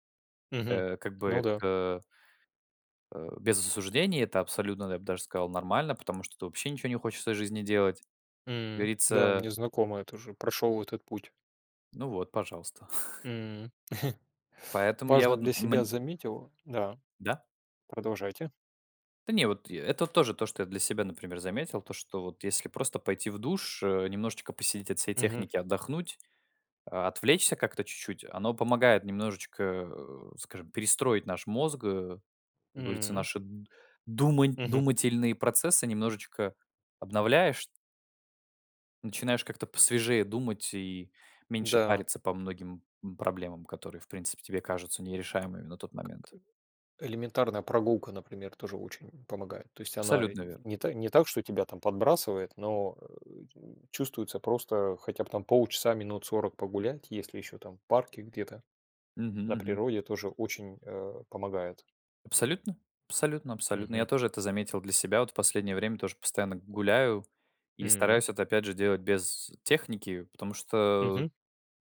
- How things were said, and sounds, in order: chuckle; tapping; laughing while speaking: "Да"; other noise
- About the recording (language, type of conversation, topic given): Russian, unstructured, Что помогает вам поднять настроение в трудные моменты?